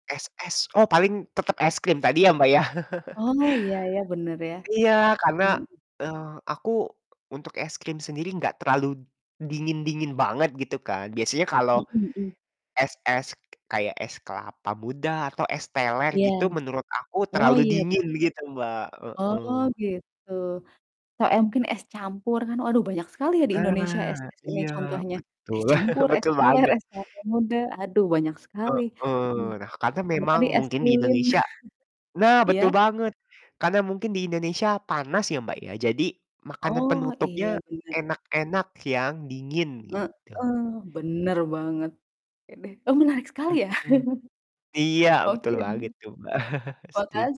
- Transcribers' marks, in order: static; distorted speech; chuckle; laughing while speaking: "betul"; chuckle; chuckle
- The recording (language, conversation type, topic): Indonesian, unstructured, Makanan penutup apa yang selalu membuat Anda bahagia?